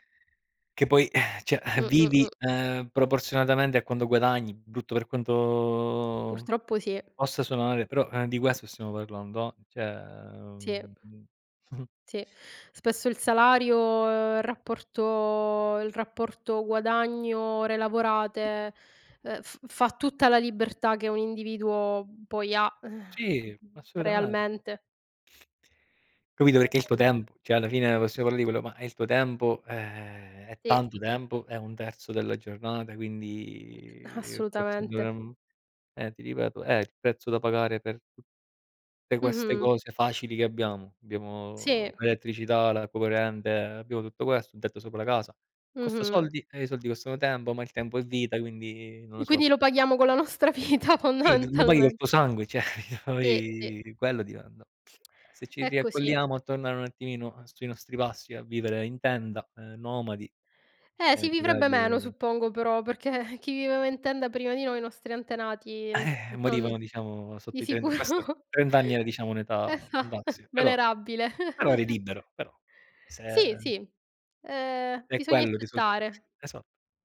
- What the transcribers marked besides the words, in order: drawn out: "quanto"; drawn out: "uhm"; chuckle; tapping; other background noise; "possiamo" said as "possiao"; drawn out: "Quindi"; other noise; drawn out: "Abbiamo"; laughing while speaking: "con la nostra vita, fondamentalmente"; "cioè" said as "ceh"; chuckle; unintelligible speech; laughing while speaking: "di sicuro"; chuckle
- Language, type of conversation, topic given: Italian, unstructured, Se potessi avere un giorno di libertà totale, quali esperienze cercheresti?